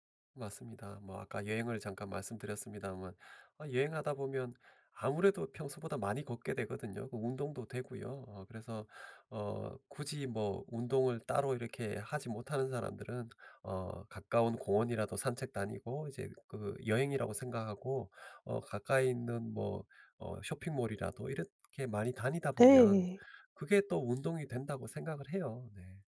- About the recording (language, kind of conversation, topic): Korean, podcast, 돈과 삶의 의미는 어떻게 균형을 맞추나요?
- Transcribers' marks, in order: other background noise; tapping